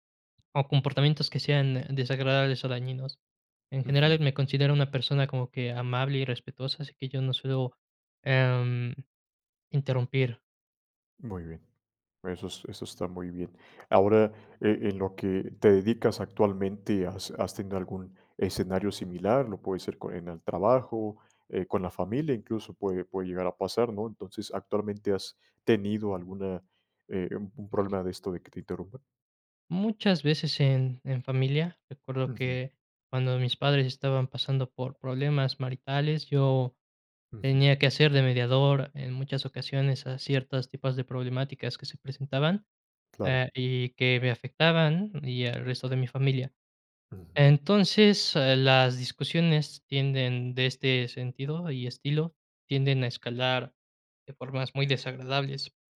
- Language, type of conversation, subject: Spanish, podcast, ¿Cómo lidias con alguien que te interrumpe constantemente?
- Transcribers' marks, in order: tapping; other background noise